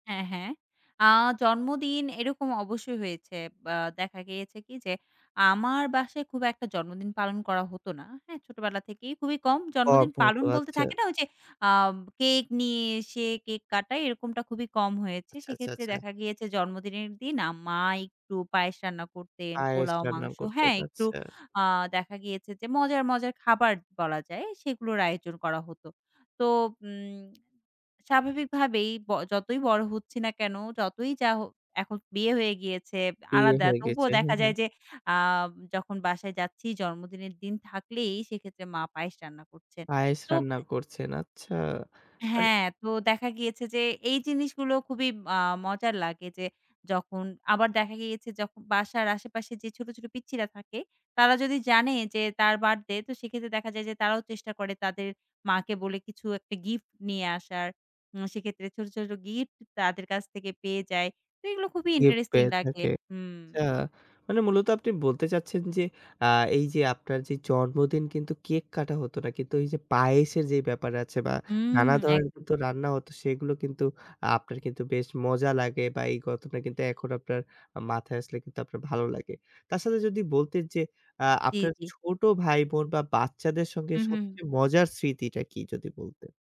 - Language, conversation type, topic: Bengali, podcast, তোমার পরিবারে সবচেয়ে মজার আর হাসির মুহূর্তগুলো কেমন ছিল?
- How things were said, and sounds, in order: unintelligible speech; tapping; horn